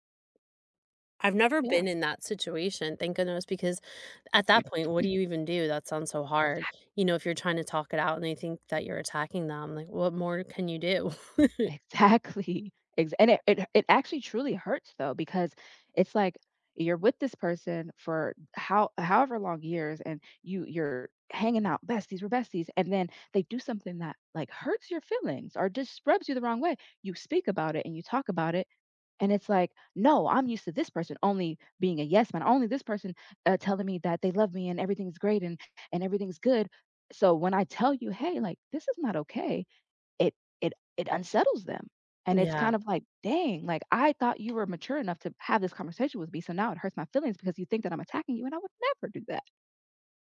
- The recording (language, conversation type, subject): English, unstructured, How do you rebuild a friendship after a big argument?
- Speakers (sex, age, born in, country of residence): female, 30-34, United States, United States; female, 50-54, United States, United States
- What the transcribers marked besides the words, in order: throat clearing; laughing while speaking: "Exactly"; chuckle; tapping